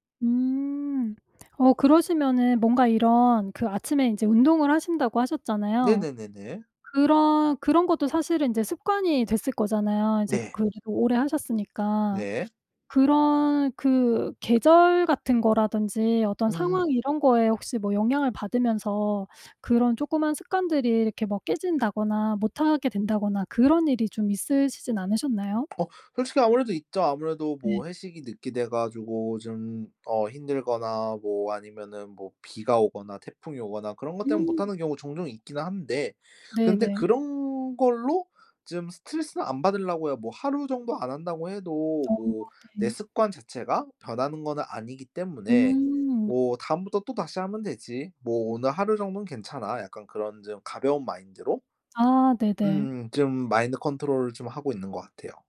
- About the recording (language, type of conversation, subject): Korean, podcast, 작은 습관이 삶을 바꾼 적이 있나요?
- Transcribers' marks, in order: other noise; in English: "마인드 컨트롤을"